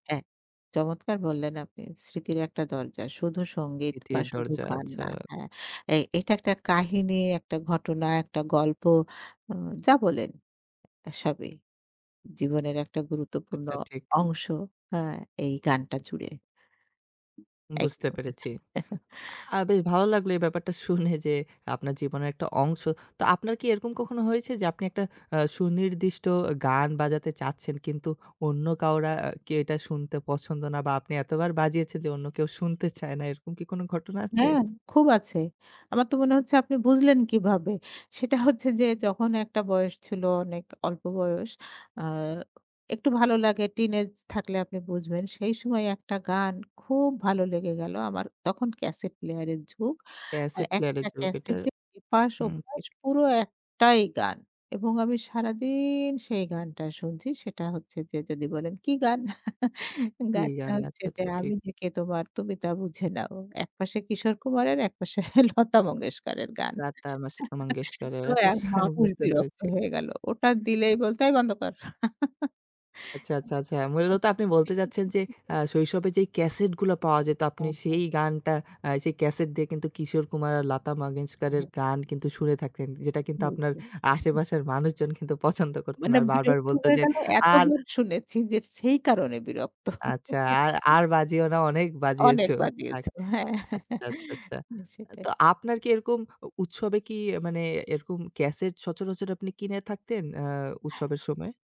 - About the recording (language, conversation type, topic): Bengali, podcast, কোন গানটি তুমি কোনো নির্দিষ্ট উৎসব বা আড্ডার সঙ্গে সবচেয়ে বেশি জড়িয়ে মনে করো?
- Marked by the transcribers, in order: other background noise; tapping; chuckle; "কেউ" said as "কাউরা"; unintelligible speech; chuckle; chuckle; laughing while speaking: "Lata Mangeshkar-এর গান"; laugh; chuckle; unintelligible speech; "লতা মঙ্গেশকরের" said as "লাতা মাঙ্গেশকারের"; unintelligible speech; unintelligible speech; chuckle; chuckle; "সচরাচর" said as "সচরচর"